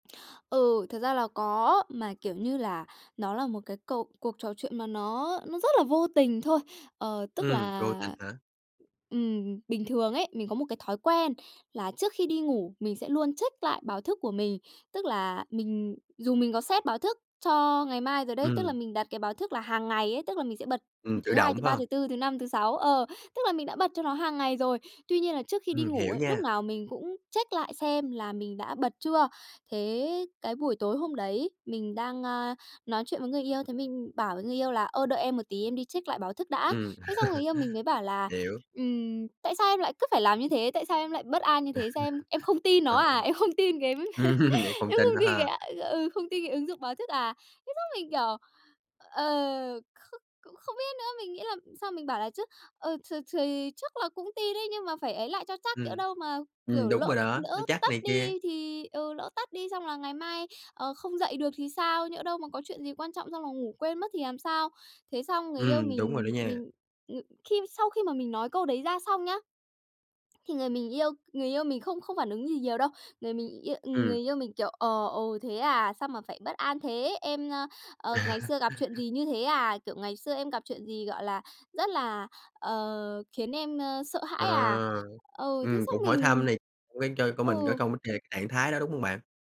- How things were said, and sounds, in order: tapping; in English: "check"; in English: "set"; in English: "check"; in English: "check"; laugh; laugh; laughing while speaking: "Ừm"; laughing while speaking: "ha"; laughing while speaking: "Em không tin cái em không tin cái"; laugh; laugh
- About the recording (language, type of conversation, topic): Vietnamese, podcast, Bạn có thể kể về một cuộc trò chuyện đã thay đổi hướng đi của bạn không?